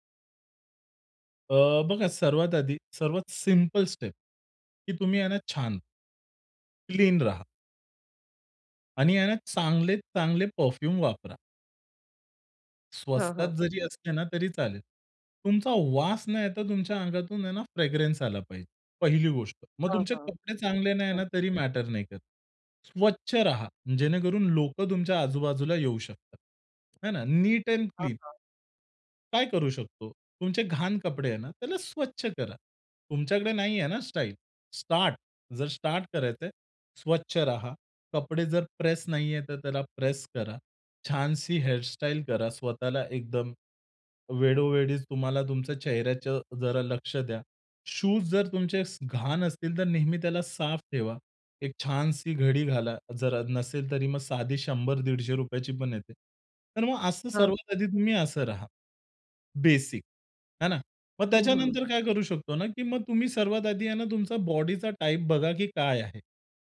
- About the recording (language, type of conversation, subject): Marathi, podcast, तुमच्या कपड्यांच्या निवडीचा तुमच्या मनःस्थितीवर कसा परिणाम होतो?
- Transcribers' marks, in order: in English: "स्टेप"; in English: "फ्रेग्रन्स"; tapping; other background noise; in English: "नीट अँड क्लीन"; stressed: "स्टार्ट"